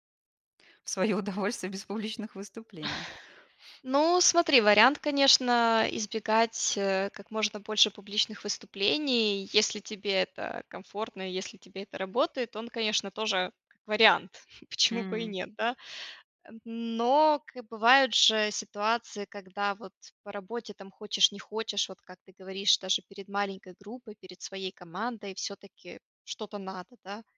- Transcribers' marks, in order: laughing while speaking: "в своё удовольствие без публичных"; other background noise; chuckle; tapping
- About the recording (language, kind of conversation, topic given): Russian, advice, Как преодолеть страх выступать перед аудиторией после неудачного опыта?